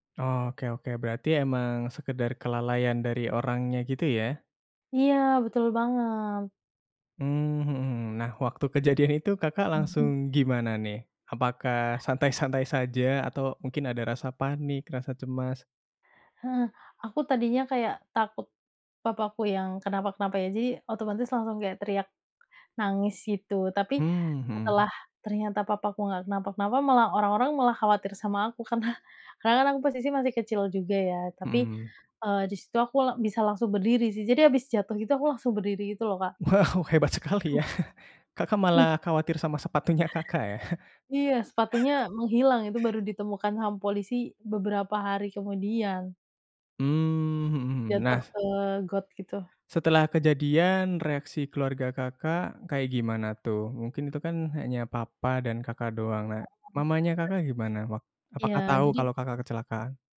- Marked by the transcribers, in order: laughing while speaking: "kejadian"; tapping; laughing while speaking: "Karena"; laughing while speaking: "Wow, hebat sekali, ya"; chuckle; laugh; other background noise; background speech
- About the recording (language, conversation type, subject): Indonesian, podcast, Pernahkah Anda mengalami kecelakaan ringan saat berkendara, dan bagaimana ceritanya?